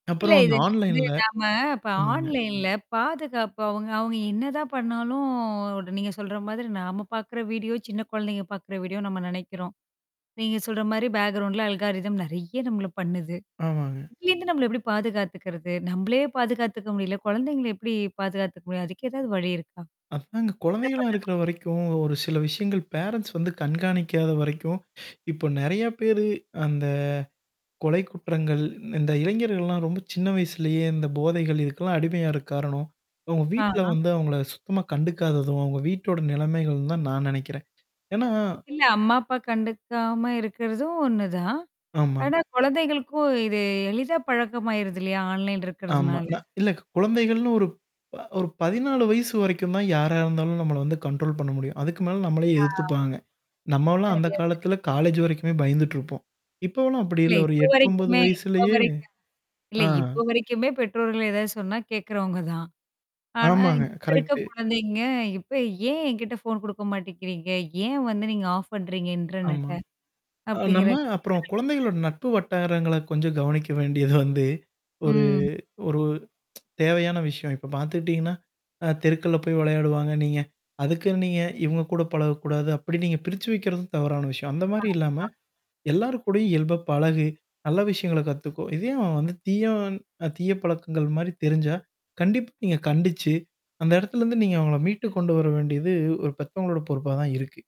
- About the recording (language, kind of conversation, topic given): Tamil, podcast, குழந்தைகளை இணையத்தில் பாதுகாப்பாக வைத்திருக்க நீங்கள் பின்பற்றும் கொள்கை என்ன?
- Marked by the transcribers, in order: mechanical hum; distorted speech; in English: "ஆன்லைன்ல"; in English: "ஆன்லைன்ல"; drawn out: "பண்ணாலும்"; other background noise; in English: "பேக்ரவுண்ட்ல அல்ஹாரிதம்"; static; in English: "பேரண்ட்ஸ்"; tapping; in English: "ஆன்லைன்"; in English: "கண்ட்ரோல்"; in English: "ஆஃப்"; in English: "இன்டர்நெட்ட"; unintelligible speech; laughing while speaking: "வேண்டியது வந்து"; tsk; "பெத்தவங்களோட" said as "பத்தவங்களோட"